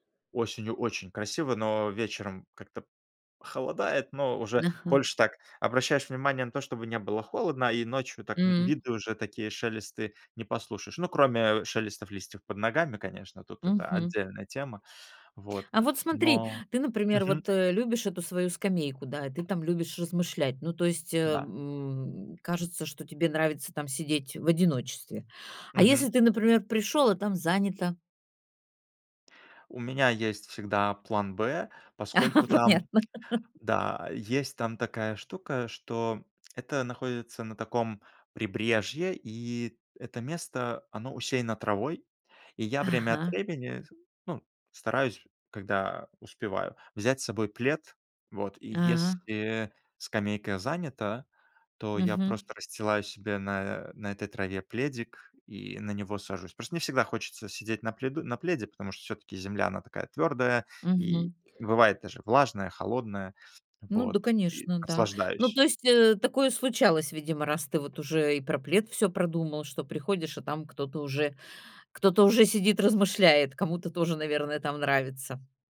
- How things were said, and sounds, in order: tapping; other background noise; laugh; chuckle
- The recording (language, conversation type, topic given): Russian, podcast, Какое у вас любимое тихое место на природе и почему оно вам так дорого?